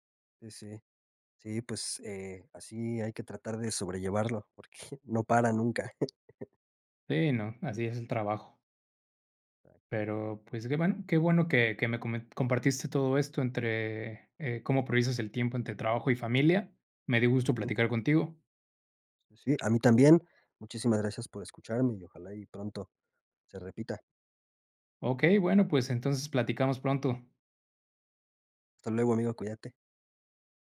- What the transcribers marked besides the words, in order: chuckle
- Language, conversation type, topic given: Spanish, podcast, ¿Cómo priorizas tu tiempo entre el trabajo y la familia?